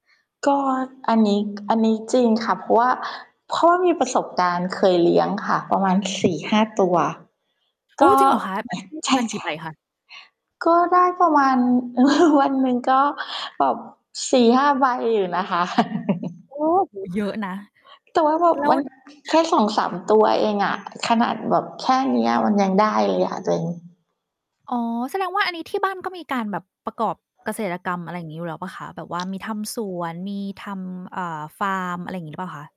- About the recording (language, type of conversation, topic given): Thai, unstructured, คุณคาดว่าราคาสินค้าจะเปลี่ยนแปลงอย่างไรในอนาคต?
- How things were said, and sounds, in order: static; tapping; distorted speech; chuckle; chuckle